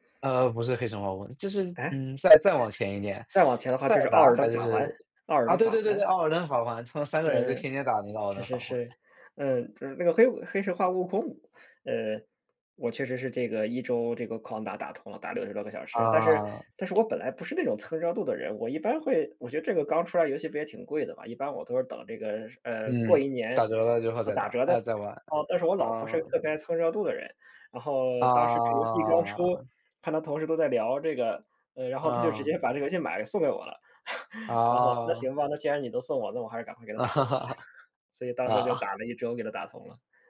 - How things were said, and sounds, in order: other background noise; "艾尔登法环" said as "奥尔登法环"; "艾尔登法环" said as "奥尔登法环"; "艾尔登法环" said as "奥尔登法环"; "艾尔登法环" said as "奥尔登法环"; tsk; drawn out: "啊"; chuckle; laugh; chuckle
- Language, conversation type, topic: Chinese, unstructured, 你觉得玩游戏会让人上瘾吗？
- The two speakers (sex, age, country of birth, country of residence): male, 25-29, China, Netherlands; male, 35-39, China, Germany